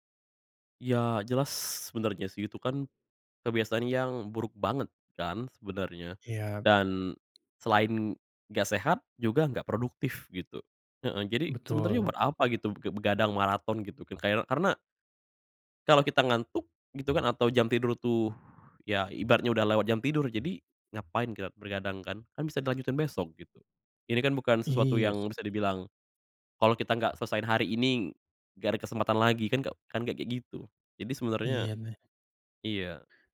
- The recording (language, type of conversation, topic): Indonesian, podcast, Bagaimana layanan streaming mengubah kebiasaan menonton orang?
- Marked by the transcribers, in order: tapping; other background noise